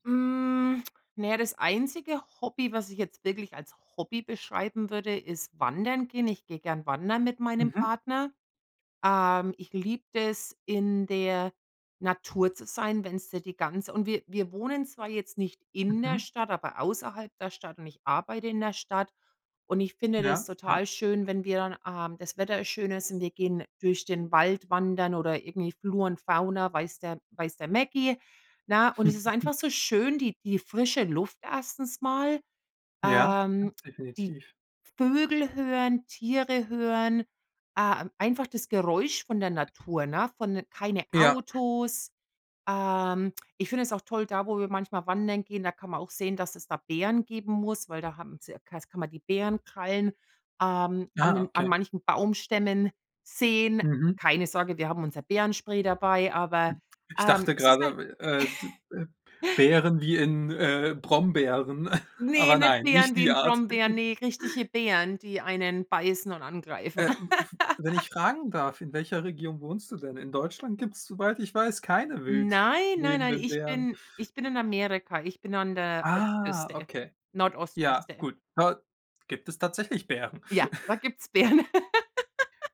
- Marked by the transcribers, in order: drawn out: "Hm"; other background noise; chuckle; unintelligible speech; chuckle; chuckle; chuckle; chuckle; chuckle; laugh
- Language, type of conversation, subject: German, unstructured, Wie drückst du deine Persönlichkeit am liebsten aus?